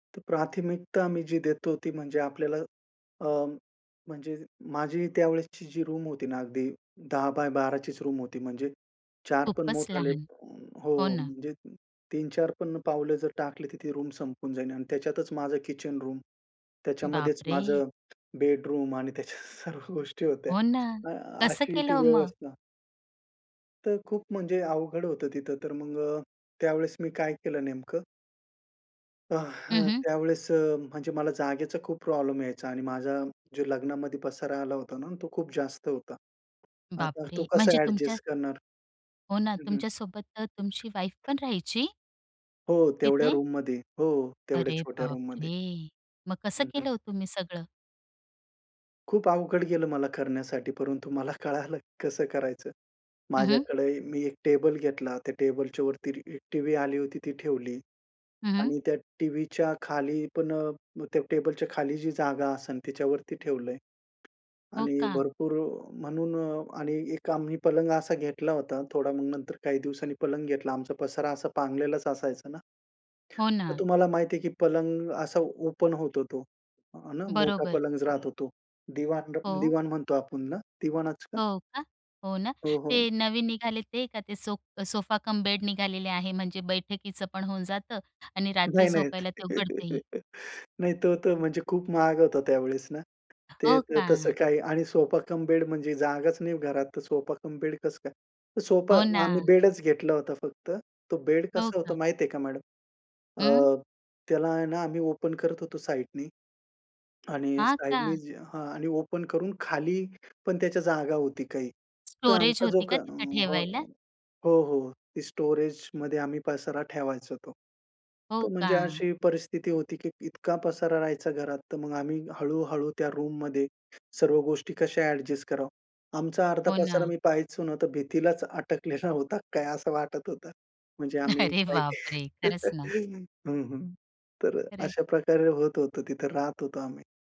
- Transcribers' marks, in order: other background noise; laughing while speaking: "त्याच्यात सर्व गोष्टी होत्या"; tapping; laughing while speaking: "कळालं"; other noise; unintelligible speech; laughing while speaking: "नाही नाही"; laugh; laughing while speaking: "अटकलेला होता"; laughing while speaking: "अरे बापरे!"
- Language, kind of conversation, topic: Marathi, podcast, छोट्या घरात जागा वाढवण्यासाठी तुम्ही कोणते उपाय करता?